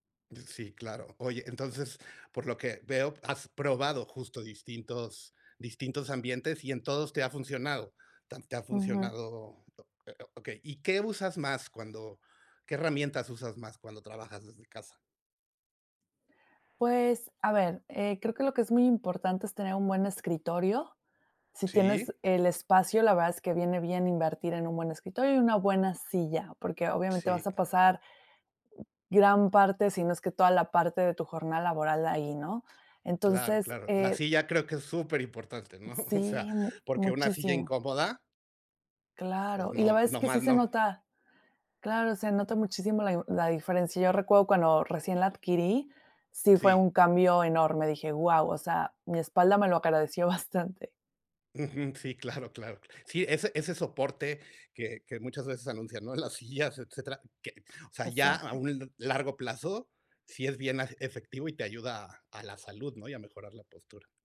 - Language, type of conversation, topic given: Spanish, podcast, ¿Qué opinas sobre trabajar desde casa gracias a la tecnología?
- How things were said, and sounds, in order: other noise; other background noise; tapping; laughing while speaking: "¿no?"; laughing while speaking: "agradeció"; laughing while speaking: "claro"; laughing while speaking: "las sillas"